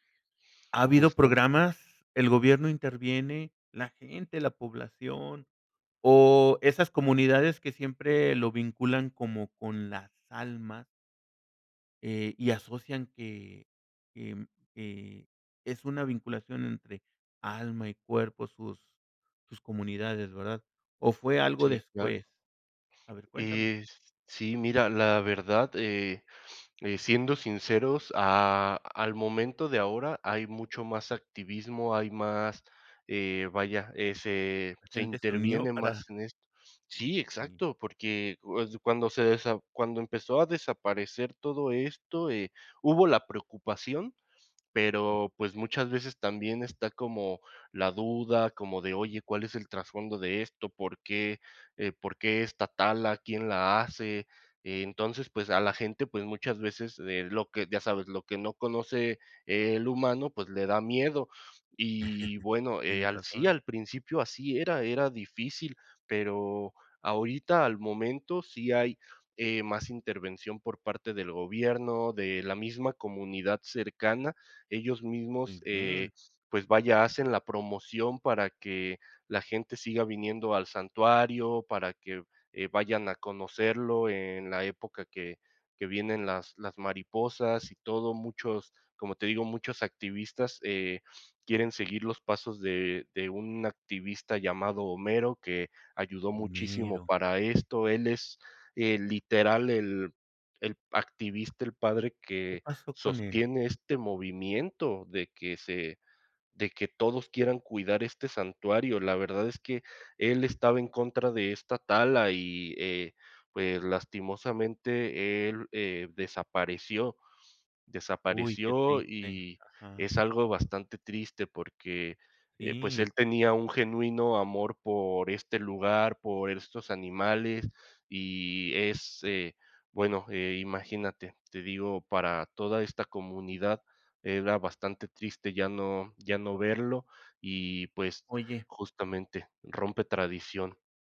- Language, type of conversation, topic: Spanish, podcast, ¿Cuáles tradiciones familiares valoras más y por qué?
- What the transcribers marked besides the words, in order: sniff; chuckle; sniff; sniff; sniff; other noise; other background noise